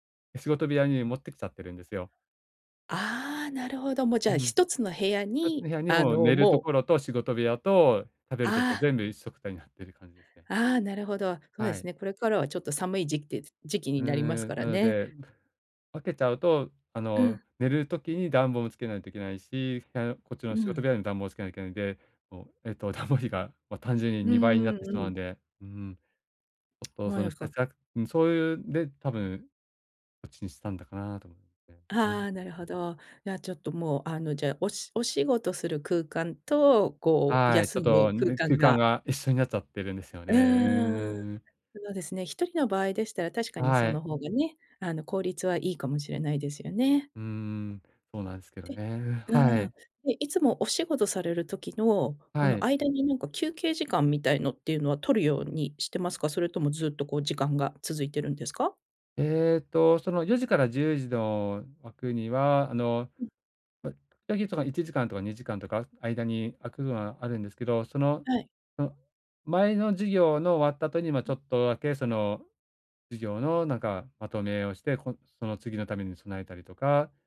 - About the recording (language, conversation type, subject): Japanese, advice, 家で効果的に休息するにはどうすればよいですか？
- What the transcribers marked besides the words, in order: other noise; laughing while speaking: "えっと暖房費が"; tsk; unintelligible speech